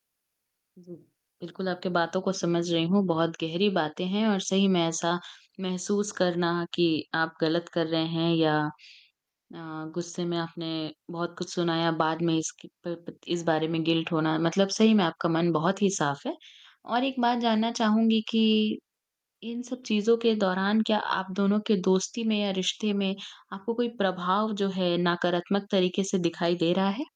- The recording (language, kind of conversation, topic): Hindi, advice, दोस्ती में ईर्ष्या या प्रतिस्पर्धा महसूस होना
- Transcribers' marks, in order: distorted speech; tapping; in English: "गिल्ट"